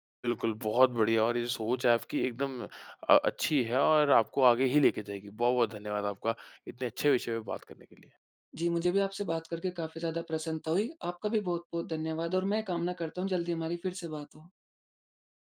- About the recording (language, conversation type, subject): Hindi, podcast, किस किताब या व्यक्ति ने आपकी सोच बदल दी?
- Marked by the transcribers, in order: tapping